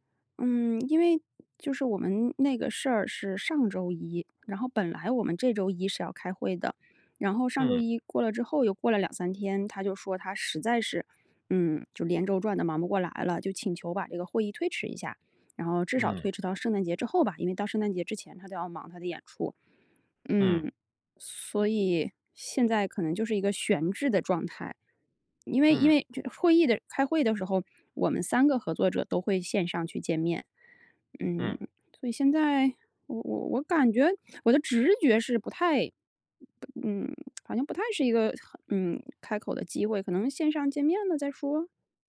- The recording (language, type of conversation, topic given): Chinese, advice, 我该如何重建他人对我的信任并修复彼此的关系？
- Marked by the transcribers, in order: other background noise